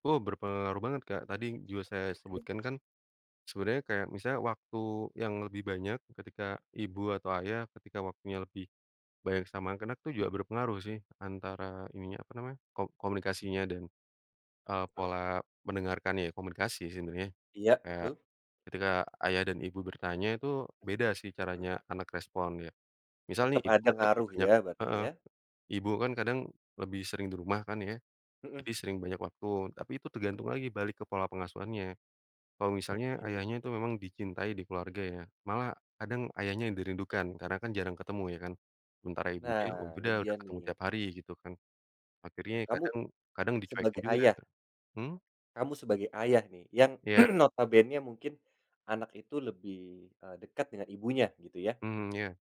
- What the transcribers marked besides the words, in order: tapping; other background noise; throat clearing
- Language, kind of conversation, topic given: Indonesian, podcast, Apa saja contoh pertanyaan yang bisa membuat orang merasa nyaman untuk bercerita lebih banyak?